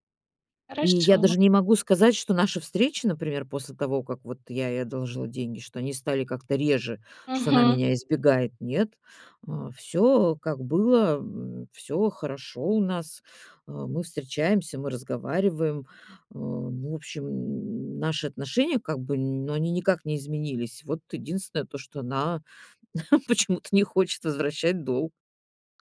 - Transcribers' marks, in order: chuckle; laughing while speaking: "почему-то не хочет"; tapping
- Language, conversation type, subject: Russian, advice, Как начать разговор о деньгах с близкими, если мне это неудобно?